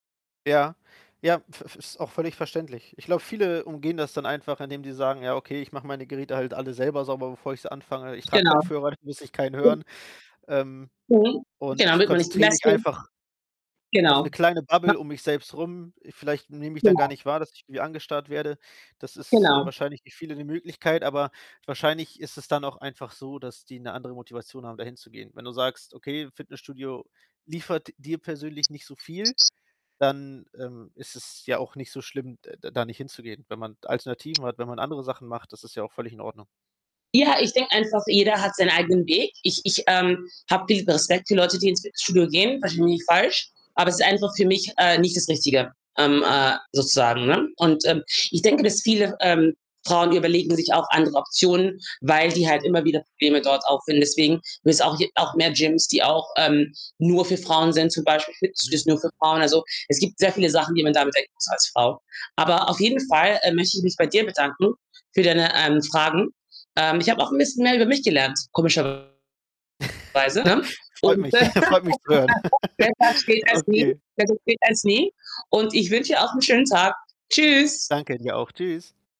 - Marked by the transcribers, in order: other background noise; distorted speech; laughing while speaking: "da"; unintelligible speech; static; tapping; unintelligible speech; chuckle; unintelligible speech; laugh
- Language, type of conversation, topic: German, advice, Wann und warum empfindest du Angst oder Scham, ins Fitnessstudio zu gehen?
- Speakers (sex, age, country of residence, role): female, 40-44, Germany, user; male, 30-34, Germany, advisor